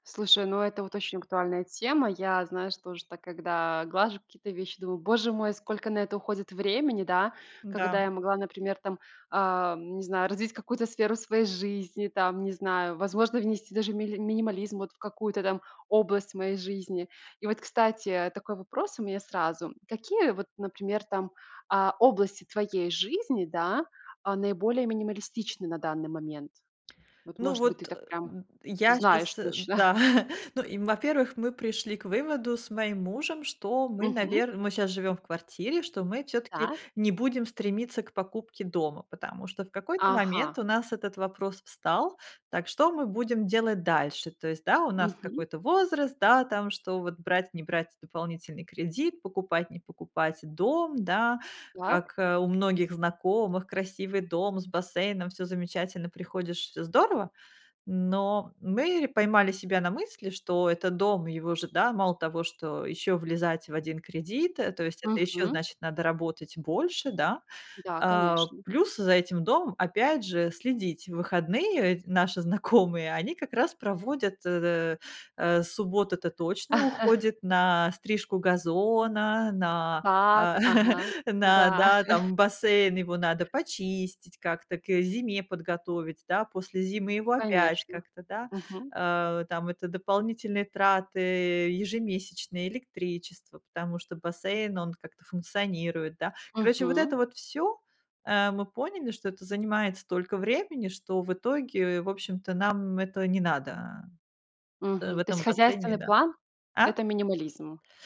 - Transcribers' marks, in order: chuckle; tapping; other background noise; chuckle; chuckle; laugh
- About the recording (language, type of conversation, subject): Russian, podcast, Как найти баланс между минимализмом и самовыражением?